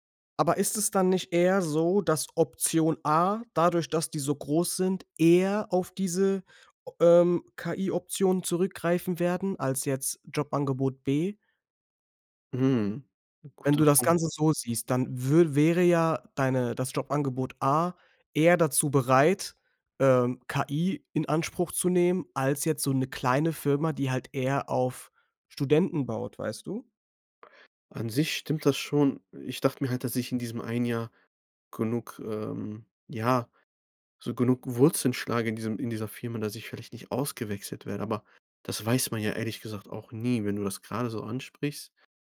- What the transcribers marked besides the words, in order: none
- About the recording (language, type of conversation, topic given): German, advice, Wie wäge ich ein Jobangebot gegenüber mehreren Alternativen ab?